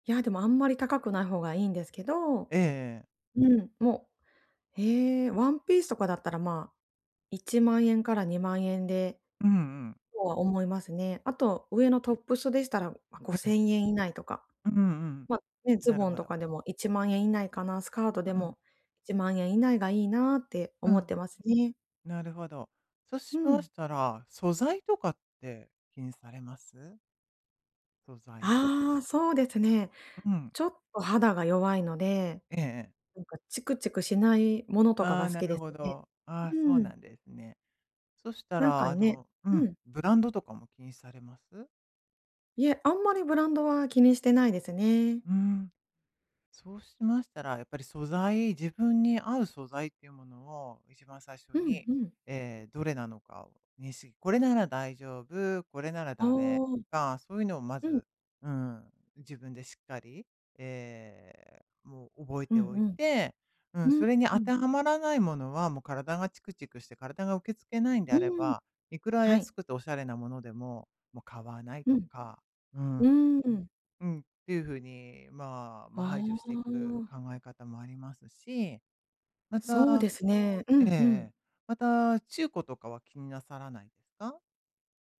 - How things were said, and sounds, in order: other background noise
- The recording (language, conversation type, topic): Japanese, advice, 予算内で自分に合うおしゃれな服や小物はどう探せばいいですか？